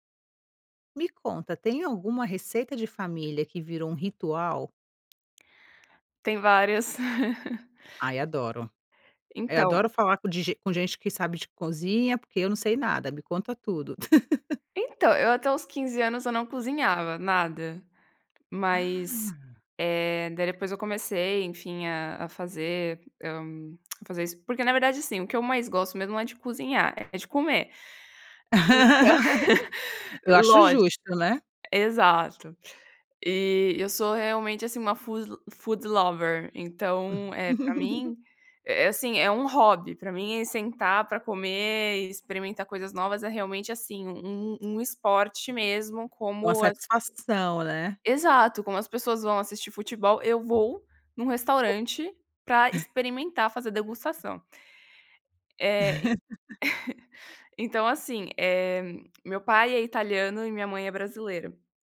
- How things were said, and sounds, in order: chuckle; chuckle; lip smack; laugh; chuckle; in English: "food foodlover"; chuckle; other noise; chuckle; laugh
- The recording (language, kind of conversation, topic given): Portuguese, podcast, Tem alguma receita de família que virou ritual?